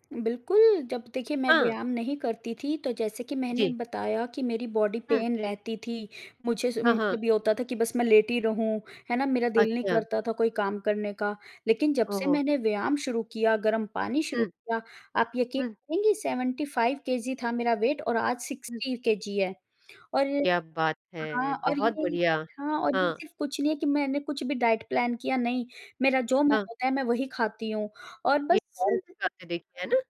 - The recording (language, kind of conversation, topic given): Hindi, podcast, आपकी सुबह की दिनचर्या कैसी होती है?
- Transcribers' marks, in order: in English: "बॉडी पेन"; in English: "सेवेंटी फाइव KG"; in English: "वेट"; in English: "सिक्सटी"; in English: "डाइट प्लान"; unintelligible speech